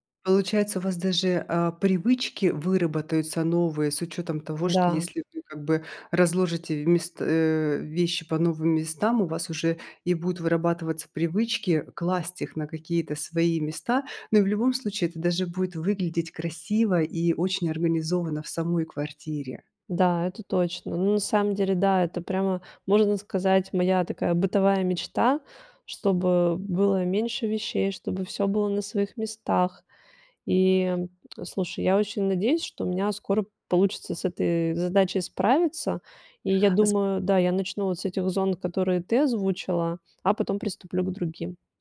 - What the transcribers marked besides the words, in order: tapping
- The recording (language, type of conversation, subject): Russian, advice, Как справиться с накоплением вещей в маленькой квартире?